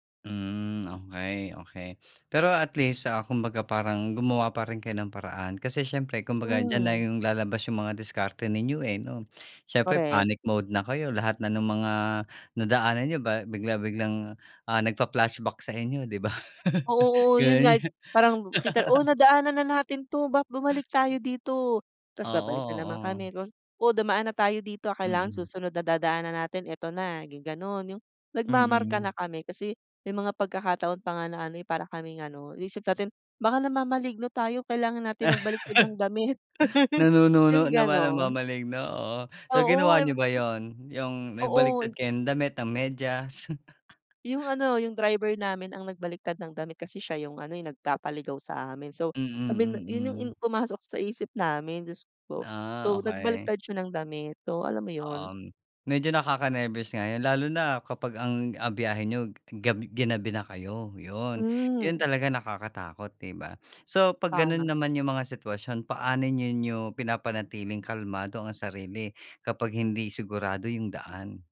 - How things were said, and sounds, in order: laugh; laugh; chuckle; other background noise; "sabi" said as "abi"; chuckle
- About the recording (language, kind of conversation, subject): Filipino, podcast, Paano ka naghahanap ng tamang daan kapag walang signal?